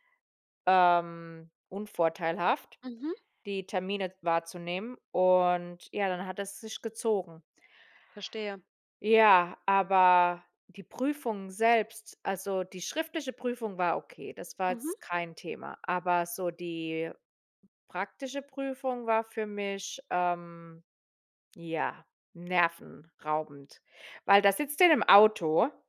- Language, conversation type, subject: German, unstructured, Wie gehst du mit Prüfungsangst um?
- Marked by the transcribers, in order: none